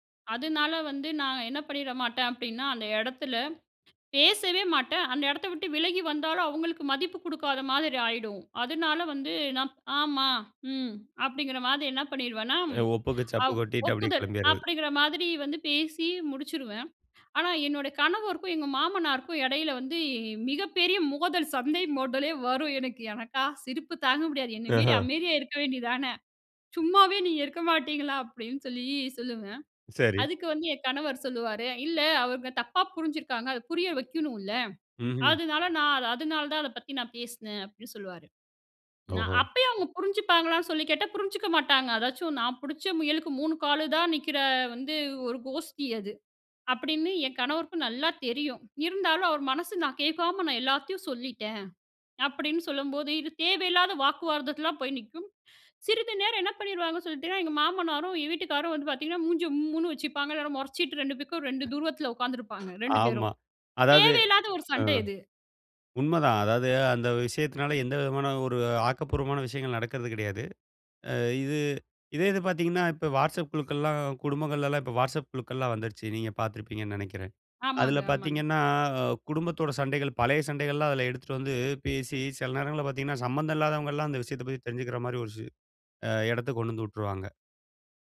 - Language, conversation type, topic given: Tamil, podcast, டிஜிட்டல் சாதனங்கள் உங்கள் உறவுகளை எவ்வாறு மாற்றியுள்ளன?
- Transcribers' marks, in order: laughing while speaking: "சண்டை மோதலே வரும்"; other noise